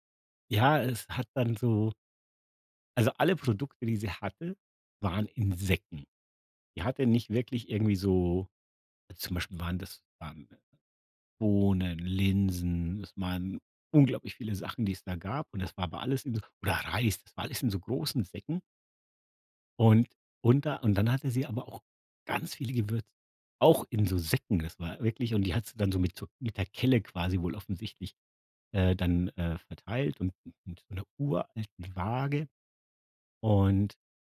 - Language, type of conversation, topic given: German, podcast, Welche Gewürze bringen dich echt zum Staunen?
- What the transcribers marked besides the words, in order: none